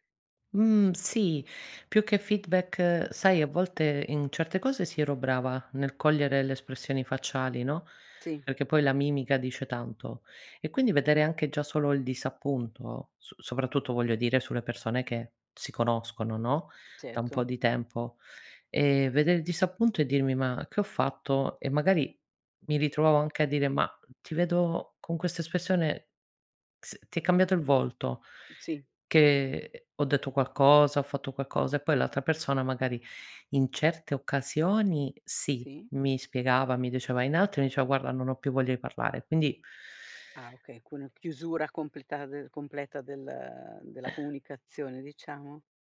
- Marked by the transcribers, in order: in English: "feedback"; tapping
- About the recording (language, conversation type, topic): Italian, podcast, Come capisci quando è il momento di ascoltare invece di parlare?